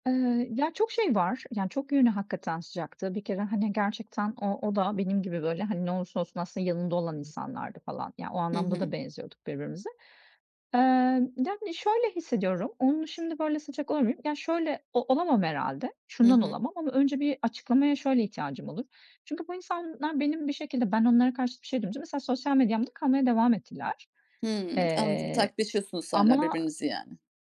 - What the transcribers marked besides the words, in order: tapping; other background noise
- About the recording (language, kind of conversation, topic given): Turkish, podcast, Bir arkadaşlık bittiğinde bundan ne öğrendin, paylaşır mısın?